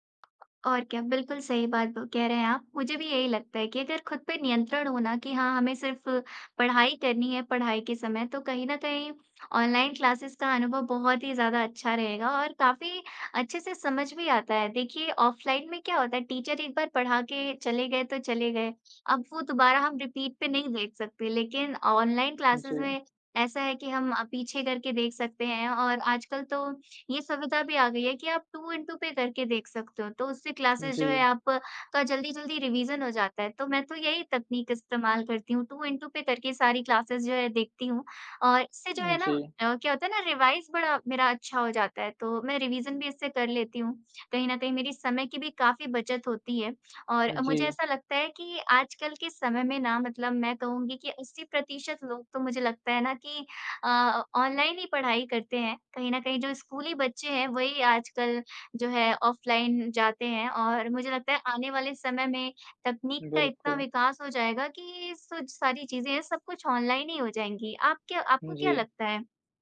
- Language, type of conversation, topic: Hindi, unstructured, तकनीक ने आपकी पढ़ाई पर किस तरह असर डाला है?
- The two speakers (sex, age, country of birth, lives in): female, 25-29, India, India; male, 55-59, United States, India
- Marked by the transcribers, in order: tapping; in English: "ऑनलाइन क्लासेस"; in English: "टीचर"; in English: "रिपीट"; in English: "ऑनलाइन क्लासेस"; in English: "टू इन टू"; in English: "क्लासेस"; in English: "रिविजन"; in English: "टू इन टू"; in English: "क्लासेस"; in English: "रिवाइज़"; in English: "रिविजन"